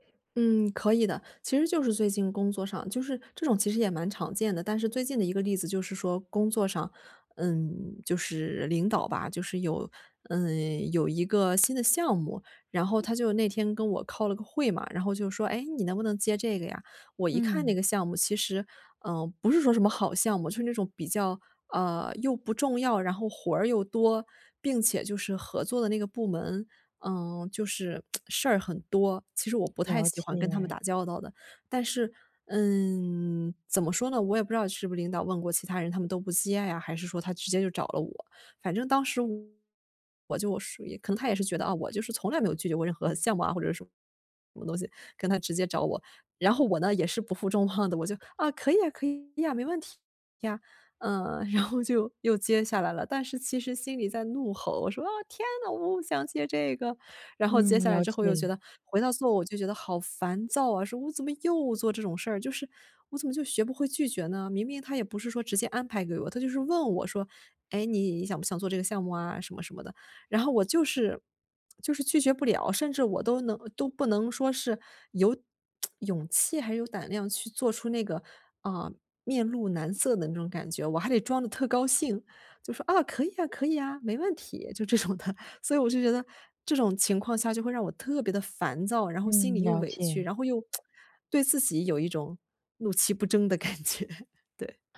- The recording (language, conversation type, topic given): Chinese, advice, 我怎样才能减少内心想法与外在行为之间的冲突？
- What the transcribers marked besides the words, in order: "开" said as "靠"; tsk; laughing while speaking: "望"; laughing while speaking: "然后就"; put-on voice: "啊，天哪，我不想接这个"; tsk; laughing while speaking: "就这种的"; tsk; laughing while speaking: "感觉"